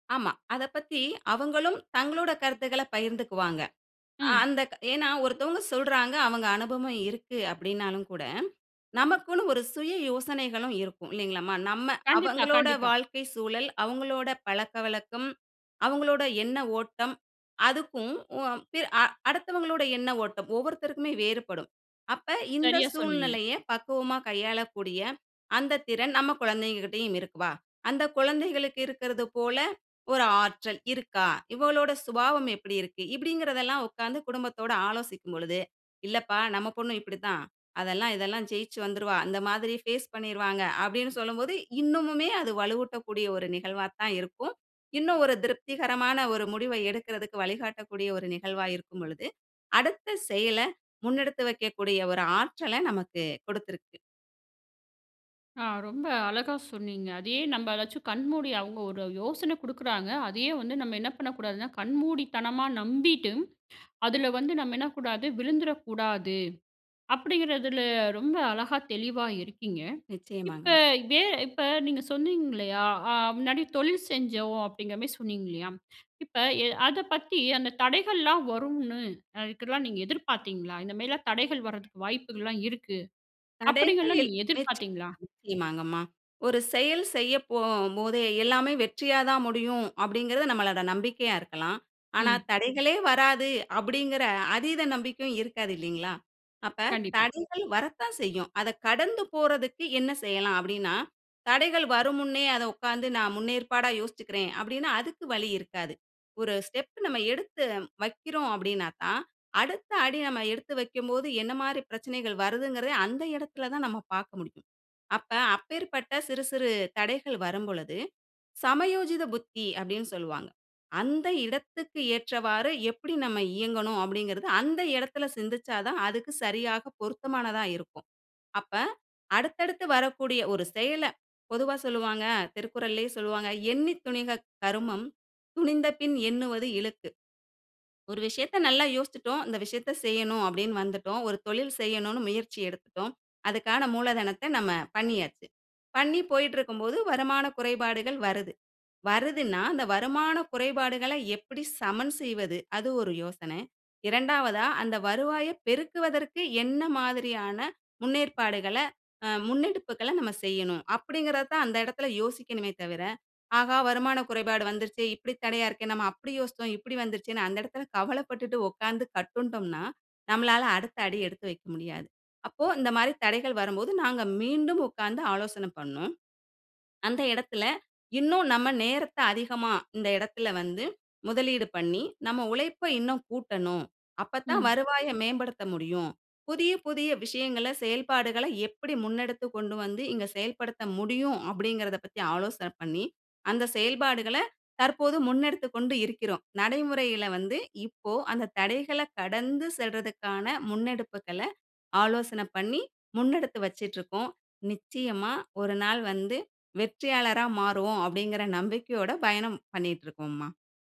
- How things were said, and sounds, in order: unintelligible speech; "அப்பிடின்னா" said as "அப்டின்னு"; "நாம்" said as "நம்ம"
- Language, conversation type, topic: Tamil, podcast, சேர்ந்து யோசிக்கும்போது புதிய யோசனைகள் எப்படிப் பிறக்கின்றன?
- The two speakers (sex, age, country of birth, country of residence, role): female, 35-39, India, India, host; female, 45-49, India, India, guest